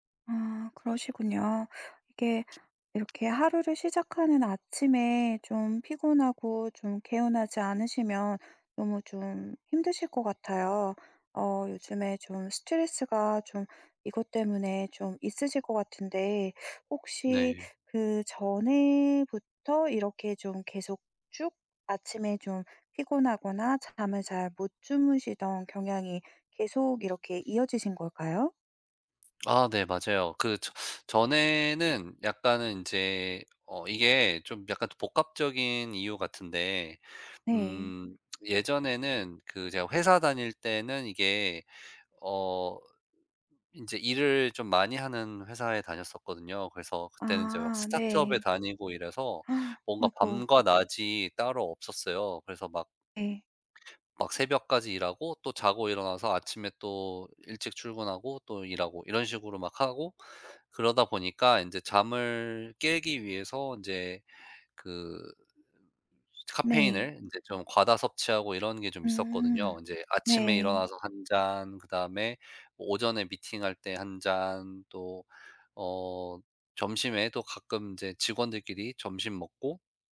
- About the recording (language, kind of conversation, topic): Korean, advice, 아침마다 피곤하고 개운하지 않은 이유가 무엇인가요?
- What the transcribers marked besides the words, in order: tapping; other background noise; gasp